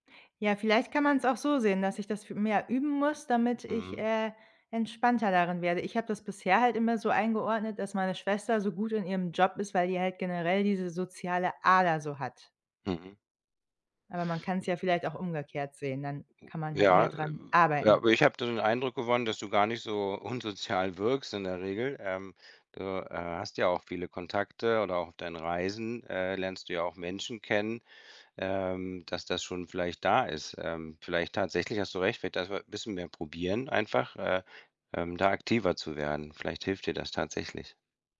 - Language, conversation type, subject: German, advice, Wie äußert sich deine soziale Angst bei Treffen oder beim Small Talk?
- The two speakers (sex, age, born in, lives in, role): female, 30-34, Germany, Germany, user; male, 50-54, Germany, Spain, advisor
- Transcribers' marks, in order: other background noise; unintelligible speech